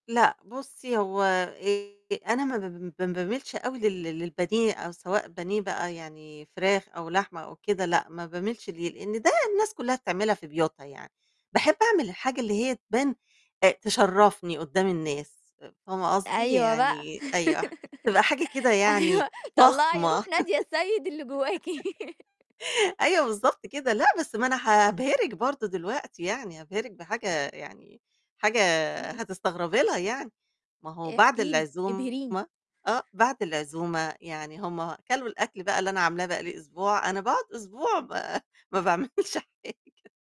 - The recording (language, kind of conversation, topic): Arabic, podcast, إزاي بتختار الأكل اللي يرضي كل الضيوف؟
- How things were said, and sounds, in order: tapping; laugh; laughing while speaking: "أيوه، طلّعي روح نادية السيد اللي جواكِ"; laugh; distorted speech; laughing while speaking: "ما باعملش حاجة"